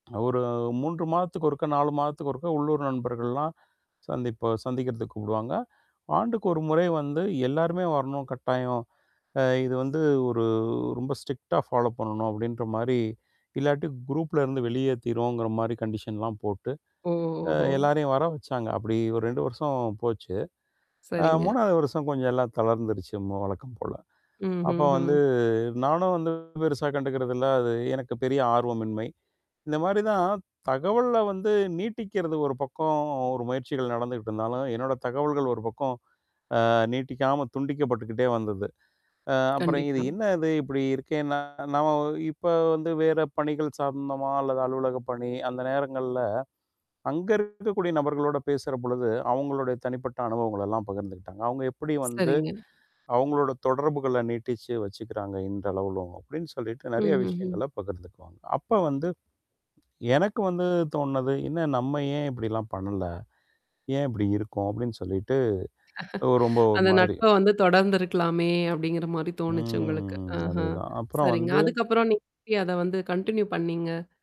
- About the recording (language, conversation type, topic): Tamil, podcast, உறவுகள் நீடிக்கச் செய்யும் சிறிய முயற்சிகள் என்னென்ன?
- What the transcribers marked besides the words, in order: static; in English: "ஸ்ட்டிரிக்டா ஃபாலோப்"; in English: "குரூப்ல"; in English: "கன்டிஷன்லாம்"; other background noise; distorted speech; mechanical hum; other noise; tapping; chuckle; drawn out: "ம்"; in English: "கன்டின்யூ"